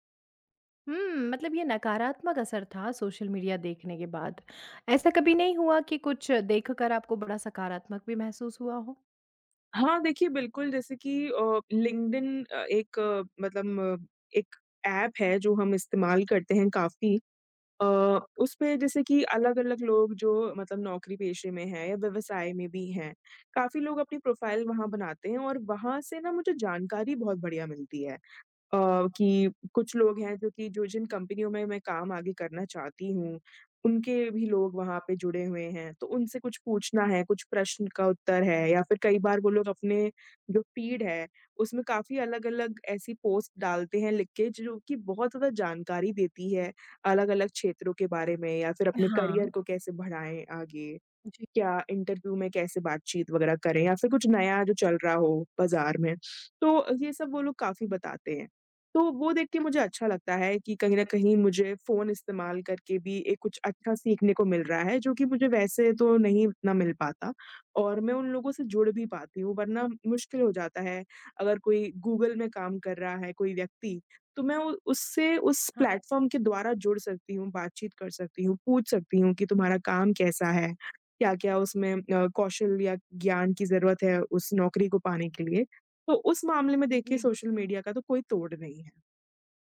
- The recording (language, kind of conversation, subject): Hindi, podcast, सोशल मीडिया देखने से आपका मूड कैसे बदलता है?
- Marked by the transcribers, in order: "मतलब" said as "मतलम"; in English: "प्रोफ़ाइल"; other background noise; in English: "करियर"; in English: "इंटरव्यू"; in English: "प्लेटफ़ॉर्म"